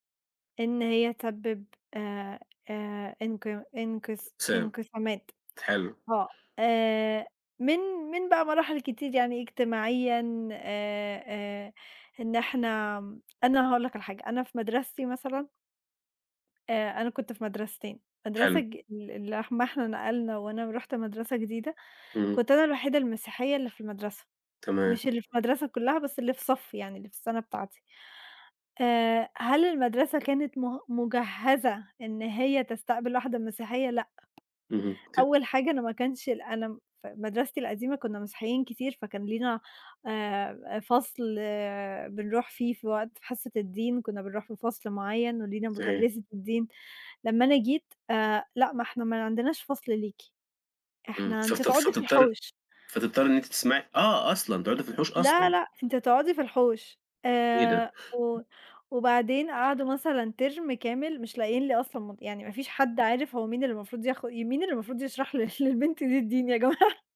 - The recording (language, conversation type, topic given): Arabic, unstructured, هل الدين ممكن يسبب انقسامات أكتر ما بيوحّد الناس؟
- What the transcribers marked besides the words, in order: tapping; in English: "ترم"; laughing while speaking: "ل للبنت دي الدين يا جماعة"